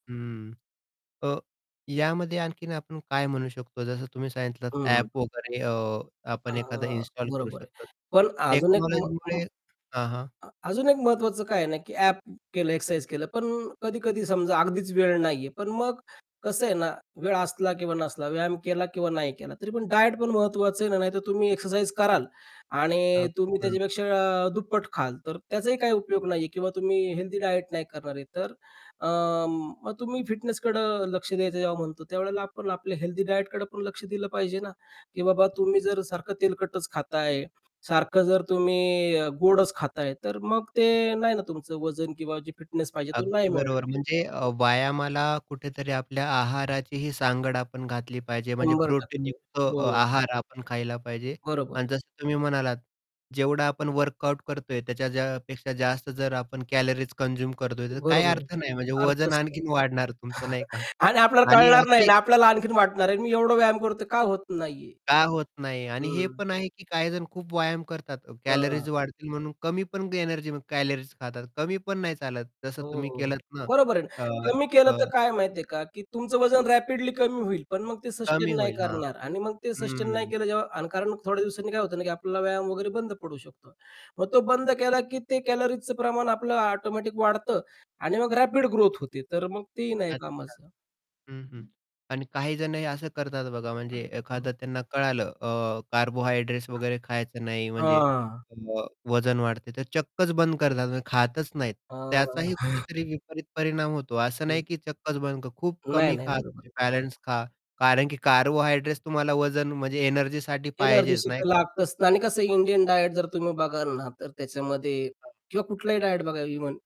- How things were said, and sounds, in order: other background noise; in English: "टेक्नॉलॉजीमुळे"; in English: "डायट"; distorted speech; in English: "डायट"; tapping; in English: "डायट"; in English: "प्रोटीन"; in English: "वर्कआउट"; in English: "कन्झ्युम"; chuckle; in English: "रॅपिडली"; in English: "सस्टेन"; in English: "सस्टेन"; in English: "रॅपिड ग्रोथ"; bird; chuckle; in English: "डायट"; in English: "डायट"
- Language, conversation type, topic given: Marathi, podcast, फिटनेससाठी वेळ नसेल तर कमी वेळेत काय कराल?